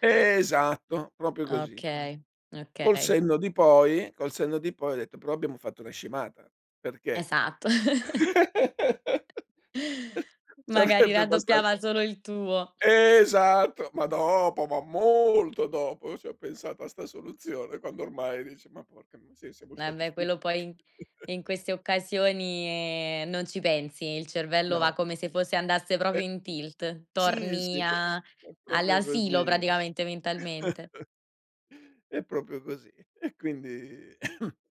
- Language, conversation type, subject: Italian, podcast, Hai una storia divertente su un imprevisto capitato durante un viaggio?
- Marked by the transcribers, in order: "proprio" said as "propio"; background speech; chuckle; laugh; laughing while speaking: "sarebbe"; other background noise; drawn out: "Esatto"; drawn out: "molto"; "stati" said as "sctati"; chuckle; "proprio" said as "propio"; chuckle; "proprio" said as "propio"; cough